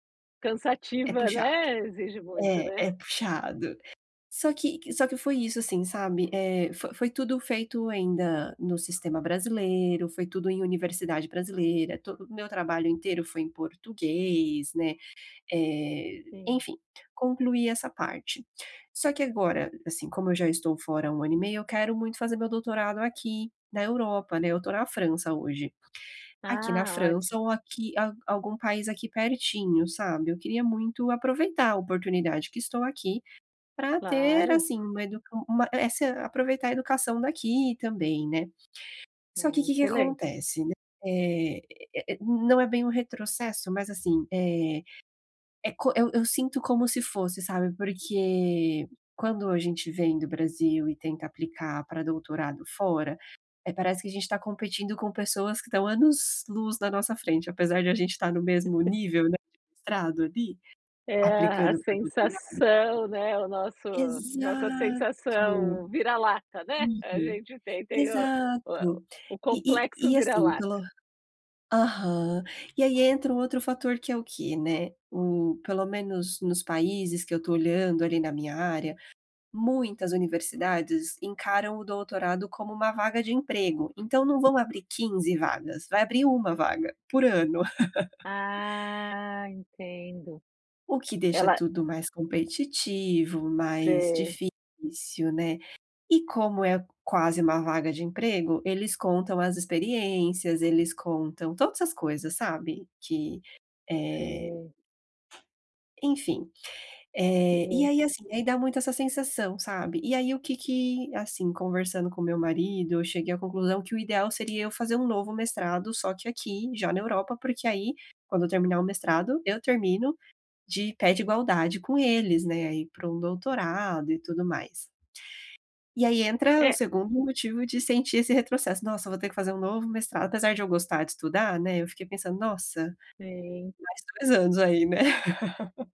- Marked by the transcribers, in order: tapping; chuckle; laugh; laugh
- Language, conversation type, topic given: Portuguese, advice, Como posso voltar a me motivar depois de um retrocesso que quebrou minha rotina?